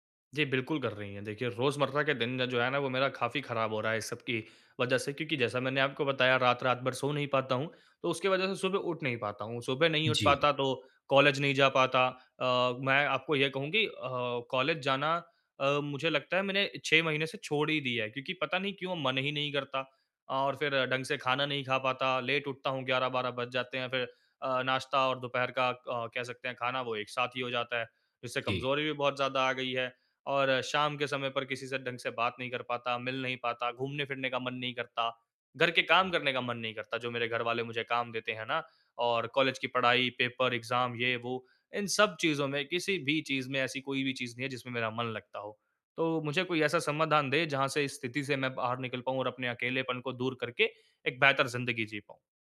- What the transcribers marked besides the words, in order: "काफ़ी" said as "खाफ़ी"; in English: "लेट"; in English: "एग्ज़ाम"
- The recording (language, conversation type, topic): Hindi, advice, मैं समर्थन कैसे खोजूँ और अकेलेपन को कैसे कम करूँ?
- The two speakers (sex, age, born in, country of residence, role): male, 20-24, India, India, user; male, 25-29, India, India, advisor